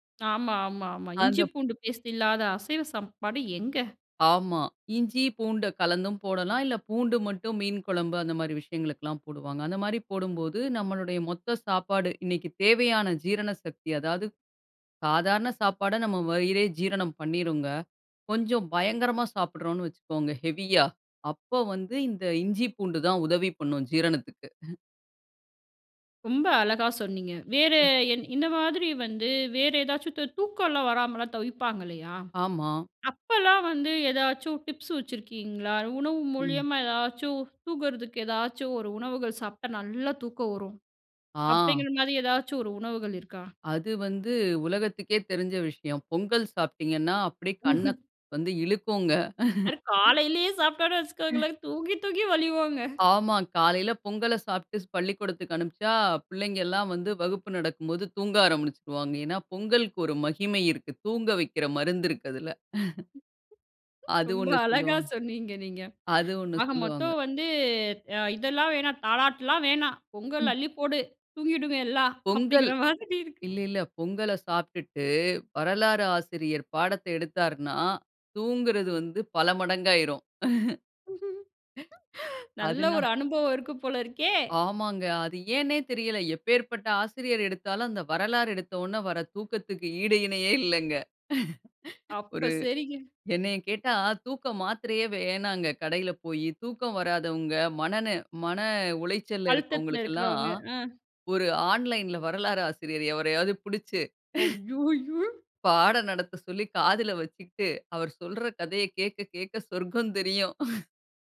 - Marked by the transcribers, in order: "சாப்பாடு" said as "சாம்பாடு"; in English: "ஹெவியா"; chuckle; chuckle; "அது" said as "அரு"; laughing while speaking: "காலைலயே சாப்ட்டோம்னு வைச்சிக்கோங்களேன், தூங்கி தூக்கி வழிவோங்க"; laugh; "ஆரம்பிச்சுருவாங்க" said as "ஆரமிடுச்சிடுவாங்க"; laugh; laughing while speaking: "ரொம்ப அழகா சொன்னீங்க நீங்க"; chuckle; laughing while speaking: "அப்டீங்குற மாதிரி இருக்கு"; laugh; chuckle; other background noise; laugh; laugh; chuckle
- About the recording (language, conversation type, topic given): Tamil, podcast, உணவு சாப்பிடும்போது கவனமாக இருக்க நீங்கள் பின்பற்றும் பழக்கம் என்ன?